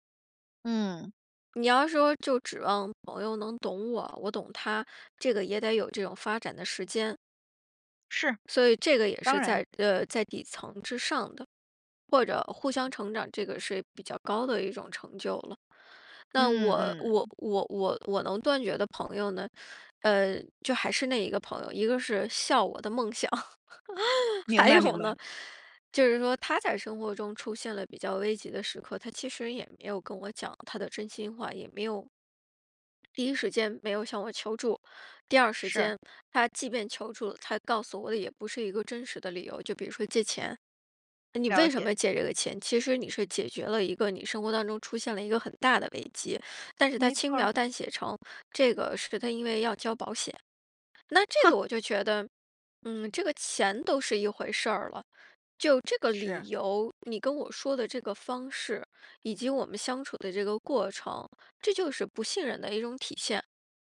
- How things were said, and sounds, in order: other background noise; laugh; laughing while speaking: "还有呢"
- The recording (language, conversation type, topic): Chinese, podcast, 你觉得什么样的人才算是真正的朋友？